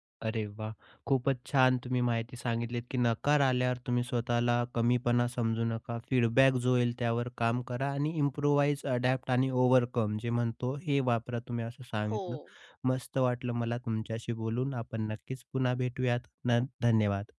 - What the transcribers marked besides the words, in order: in English: "फीडबॅक"; in English: "इम्प्रूवाइज, अडॅप्ट"; in English: "ओव्हरकम"
- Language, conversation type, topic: Marathi, podcast, नकार मिळाल्यावर तुम्ही त्याला कसे सामोरे जाता?